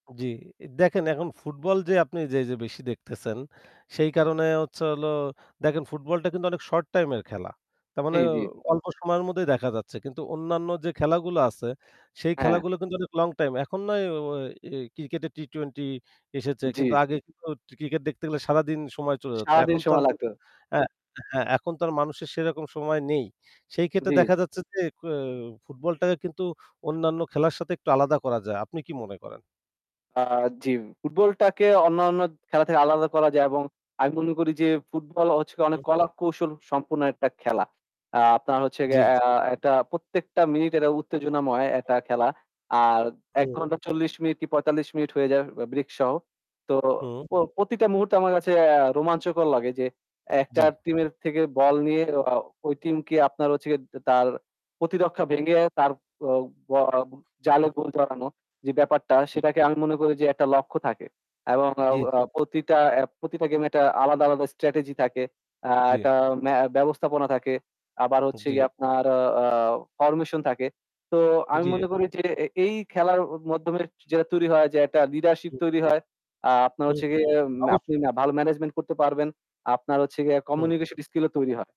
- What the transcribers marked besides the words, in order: distorted speech; unintelligible speech; mechanical hum; static; unintelligible speech; other background noise; unintelligible speech
- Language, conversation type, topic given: Bengali, unstructured, আপনার সবচেয়ে প্রিয় খেলাটি কোনটি?